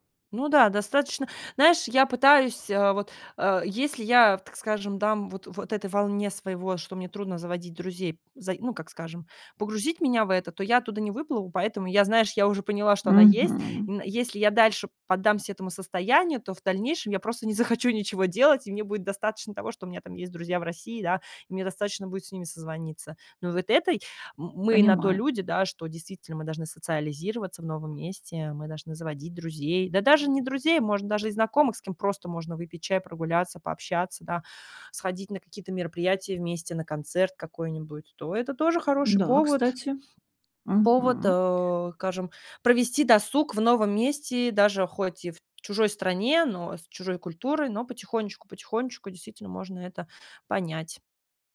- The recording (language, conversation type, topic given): Russian, advice, Какие трудности возникают при попытках завести друзей в чужой культуре?
- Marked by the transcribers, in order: laughing while speaking: "не захочу"; other background noise; "скажем" said as "кажем"